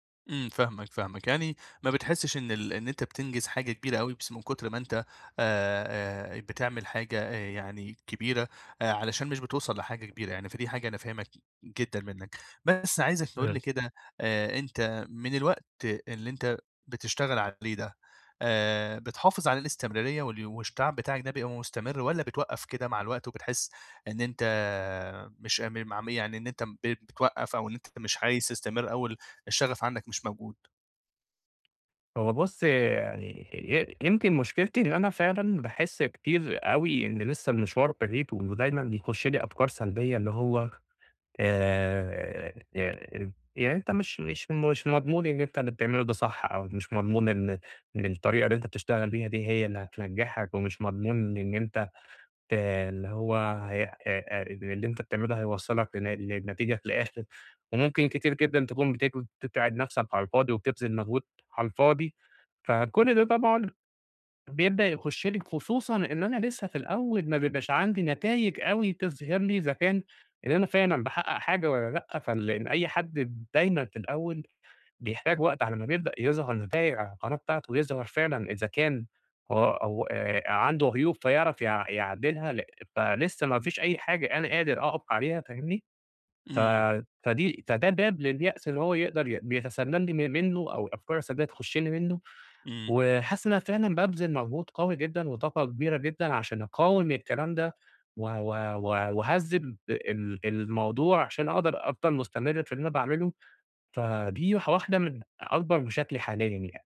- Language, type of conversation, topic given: Arabic, advice, إزاي أفضل متحفّز وأحافظ على الاستمرارية في أهدافي اليومية؟
- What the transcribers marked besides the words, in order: unintelligible speech; tapping; other background noise